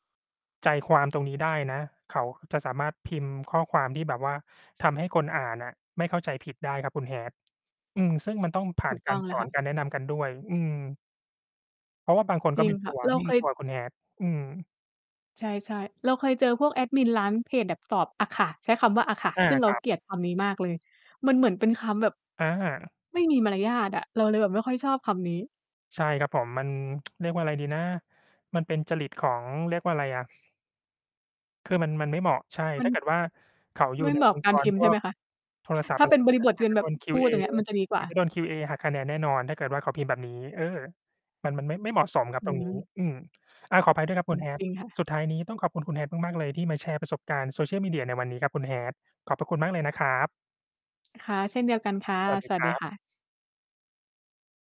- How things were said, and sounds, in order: distorted speech; tsk; other background noise; tapping
- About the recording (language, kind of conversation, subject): Thai, unstructured, คุณคิดว่าการใช้สื่อสังคมออนไลน์ส่งผลต่อความสัมพันธ์อย่างไร?